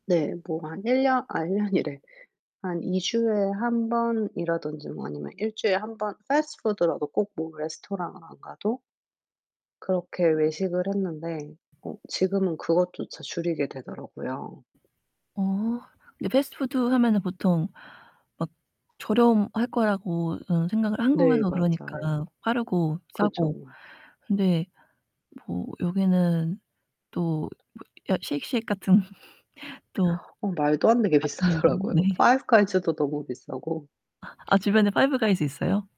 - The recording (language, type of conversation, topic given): Korean, unstructured, 요즘 외식하는 게 부담스럽다고 느껴본 적이 있나요?
- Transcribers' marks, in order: put-on voice: "패스트푸드라도"; other background noise; distorted speech; tapping; laugh; laughing while speaking: "비싸더라고요"; laughing while speaking: "네"